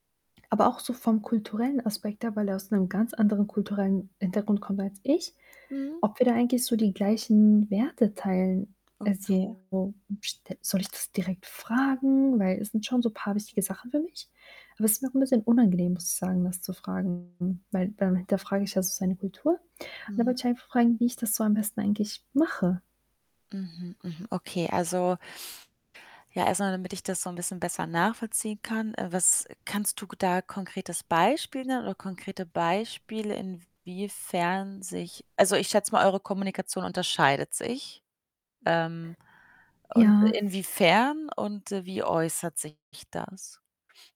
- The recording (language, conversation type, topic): German, advice, Wie finde ich heraus, ob mein Partner meine Werte teilt?
- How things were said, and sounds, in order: static; other background noise; distorted speech